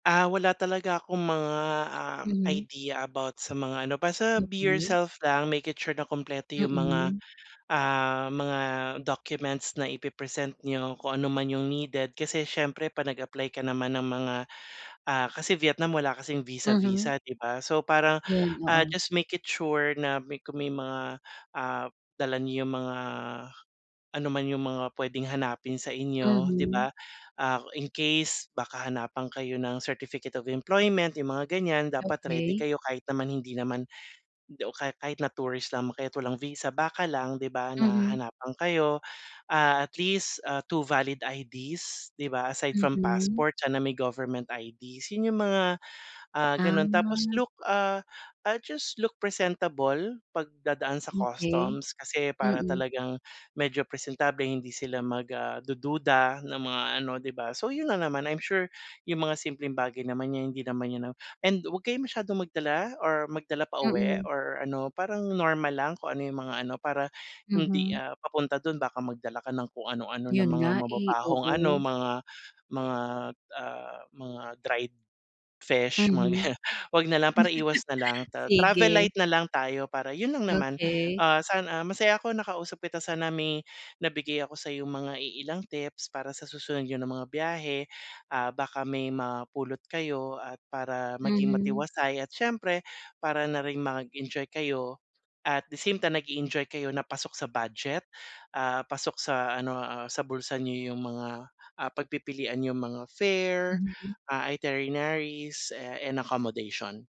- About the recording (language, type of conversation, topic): Filipino, advice, Paano ako makakapag-ipon at makakapagplano ng badyet para sa biyahe at tirahan?
- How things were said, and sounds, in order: laughing while speaking: "ganiyan"; laugh; "itineraries" said as "iterinaries"